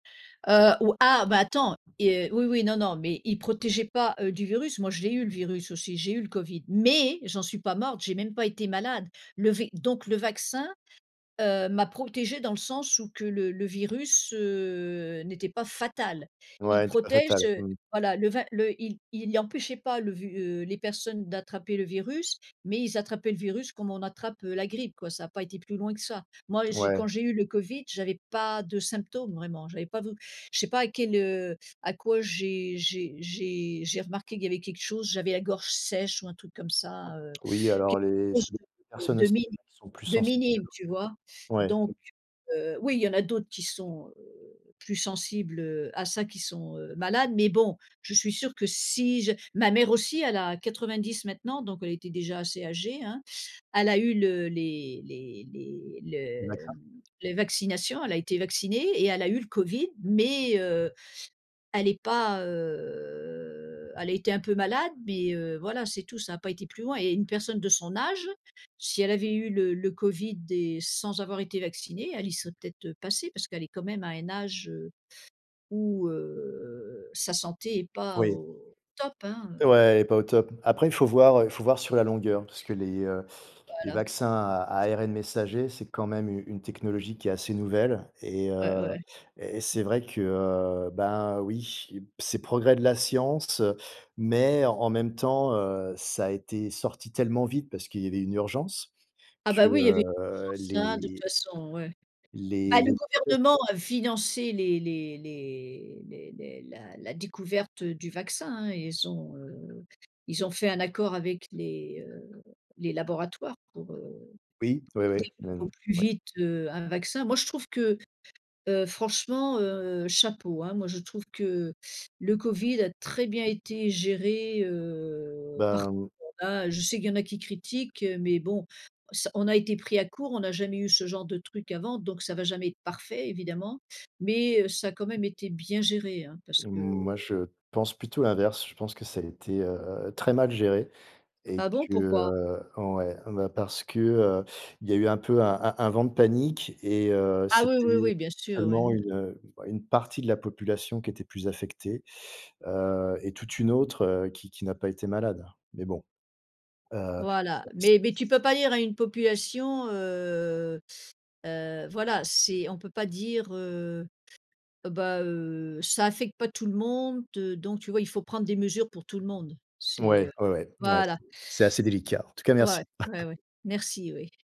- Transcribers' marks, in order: stressed: "ah"; other background noise; stressed: "mais"; tapping; drawn out: "heu"; stressed: "fatal"; stressed: "mais"; drawn out: "heu"; drawn out: "heu"; drawn out: "que"; drawn out: "heu"; unintelligible speech; stressed: "partie"; drawn out: "heu"; laugh
- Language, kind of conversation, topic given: French, unstructured, Comment penses-tu que la science améliore notre santé ?